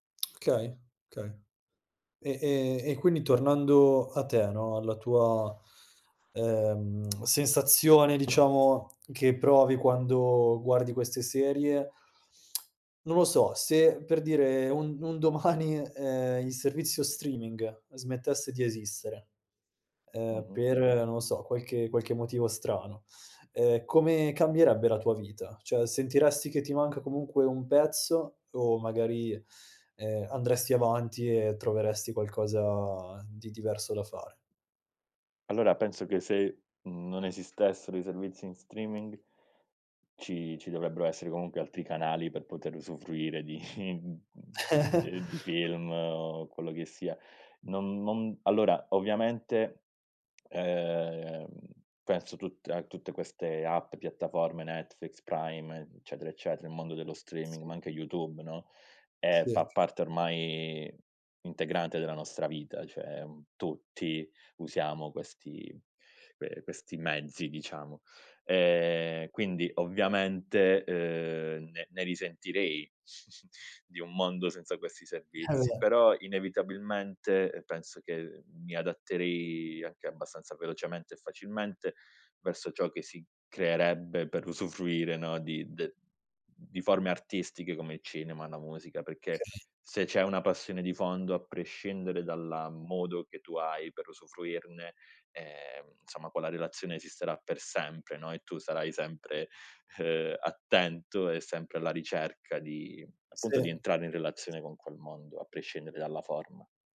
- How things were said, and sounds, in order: "okay" said as "kay"; tsk; tapping; tsk; laughing while speaking: "domani"; other background noise; chuckle; laughing while speaking: "di"; chuckle; unintelligible speech; "Okay" said as "kay"
- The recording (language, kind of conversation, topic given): Italian, podcast, Che ruolo hanno le serie TV nella nostra cultura oggi?